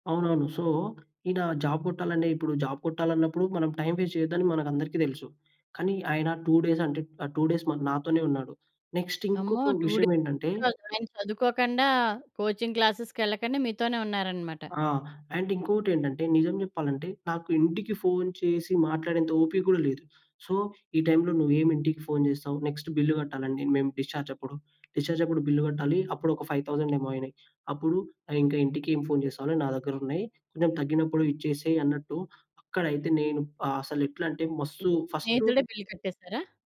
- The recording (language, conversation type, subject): Telugu, podcast, స్నేహితులు, కుటుంబం మీకు రికవరీలో ఎలా తోడ్పడారు?
- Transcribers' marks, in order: in English: "సో"; in English: "జాబ్"; in English: "జాబ్"; in English: "టైమ్ వేస్ట్"; in English: "టూ డేస్"; in English: "టూ డేస్"; in English: "నెక్స్ట్"; in English: "టూ డేస్"; unintelligible speech; in English: "అండ్"; in English: "సో"; in English: "నెక్స్ట్"; in English: "డిశ్చార్జ్"; in English: "డిశ్చార్జ్"; in English: "ఫైవ్ థౌసండ్"; in English: "బిల్"